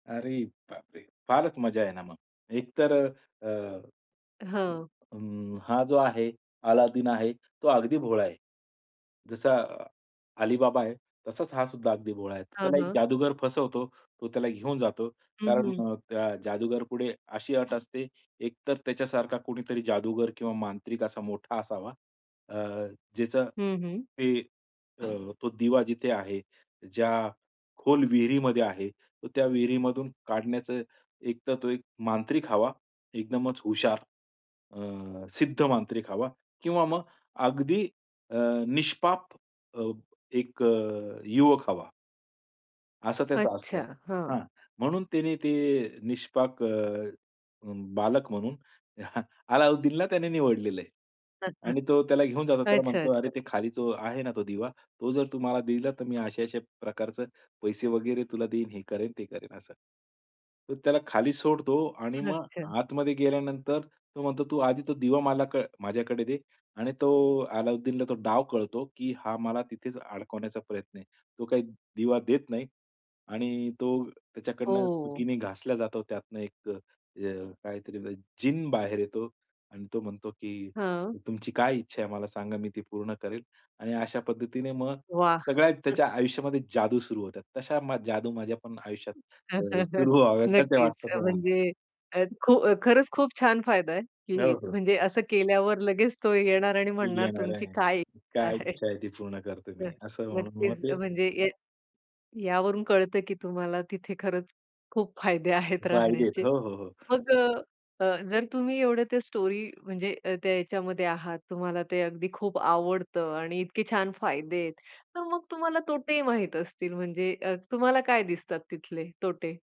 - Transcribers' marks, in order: other background noise; tapping; chuckle; chuckle; "काहीतरी" said as "कायतरी"; chuckle; other noise; chuckle; laughing while speaking: "सुरू व्हाव्यात"; chuckle; in English: "स्टोरी"
- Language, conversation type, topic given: Marathi, podcast, तुला कोणत्या काल्पनिक जगात राहावंसं वाटेल?